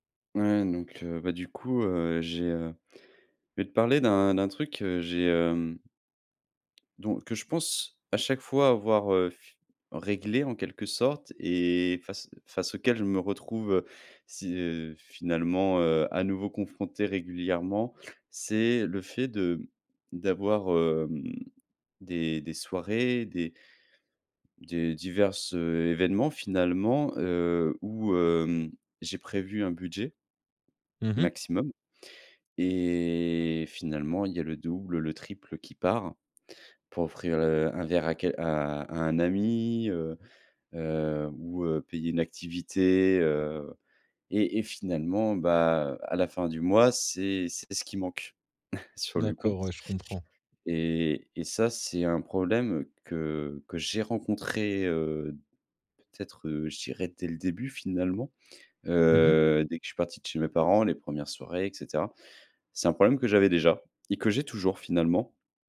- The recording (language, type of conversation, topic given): French, advice, Comment éviter que la pression sociale n’influence mes dépenses et ne me pousse à trop dépenser ?
- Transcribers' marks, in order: chuckle; other background noise; stressed: "j'ai"